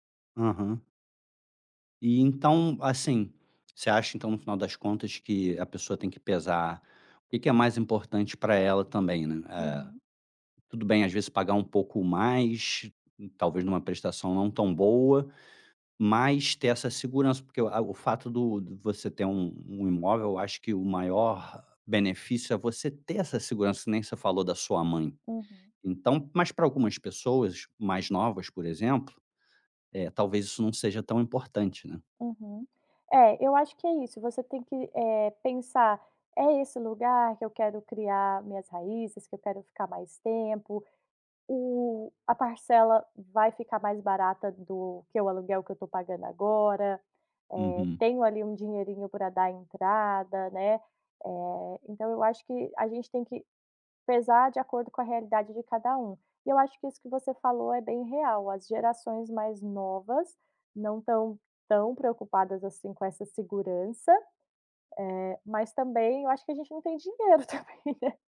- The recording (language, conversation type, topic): Portuguese, podcast, Como decidir entre comprar uma casa ou continuar alugando?
- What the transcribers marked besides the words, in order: laughing while speaking: "também, né"